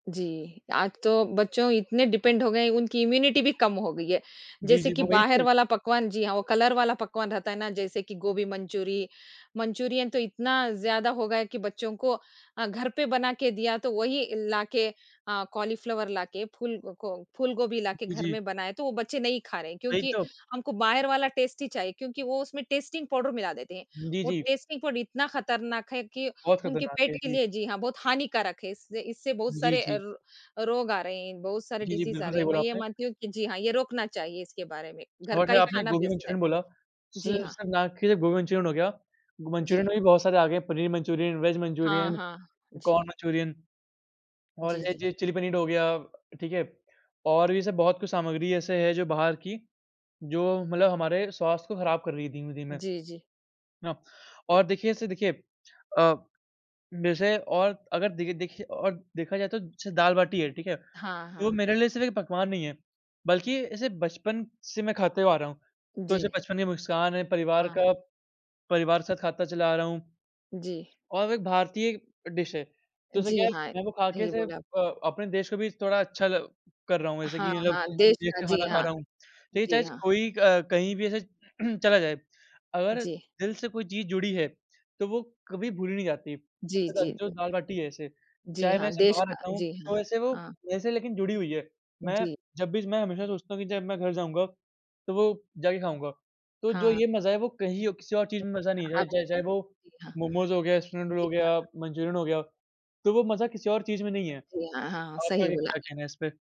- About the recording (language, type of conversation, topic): Hindi, unstructured, आपका सबसे पसंदीदा घरेलू पकवान कौन सा है?
- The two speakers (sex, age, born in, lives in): female, 40-44, India, India; male, 45-49, India, India
- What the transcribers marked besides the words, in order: other background noise; in English: "डिपेंड"; in English: "इम्यूनिटी"; in English: "कलर"; in English: "कॉलीफ्लावर"; in English: "टेस्ट"; in English: "टेस्टिंग पाउडर"; in English: "टेस्टी फूड"; other noise; in English: "डिज़ीज़"; in English: "बेस्ट"; in English: "वेज"; tapping; in English: "डिश"; throat clearing; unintelligible speech